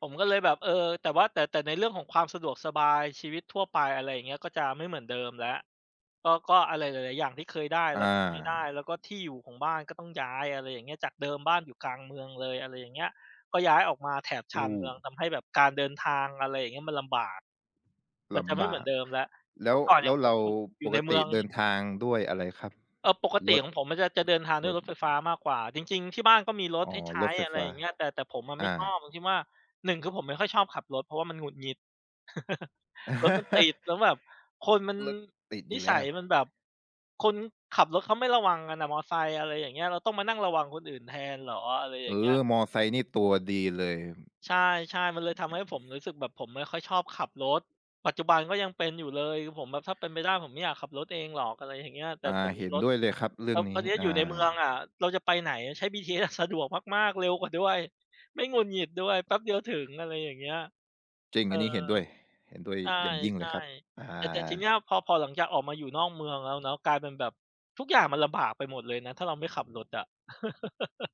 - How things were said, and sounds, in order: tapping; other background noise; laugh; laugh
- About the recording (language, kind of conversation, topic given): Thai, podcast, คุณช่วยเล่าเหตุการณ์ที่ทำให้คุณรู้สึกว่าโตขึ้นมากที่สุดได้ไหม?